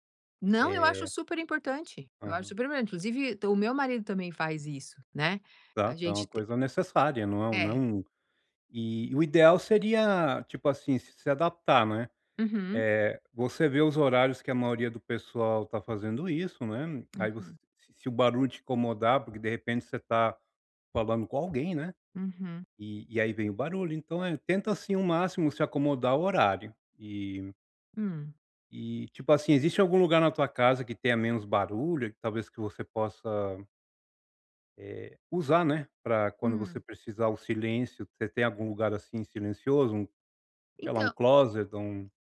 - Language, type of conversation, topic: Portuguese, advice, Como posso relaxar em casa com tantas distrações e barulho ao redor?
- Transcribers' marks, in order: none